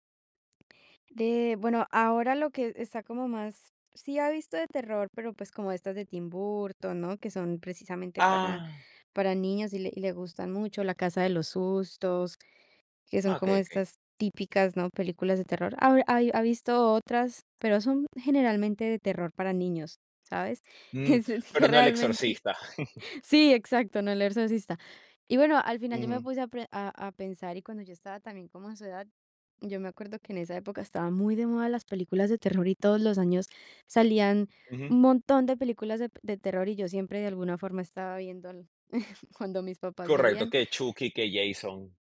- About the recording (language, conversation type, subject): Spanish, podcast, ¿Tienes alguna tradición gastronómica familiar que te reconforte?
- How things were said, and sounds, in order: tapping; laughing while speaking: "Es que realmente"; chuckle; chuckle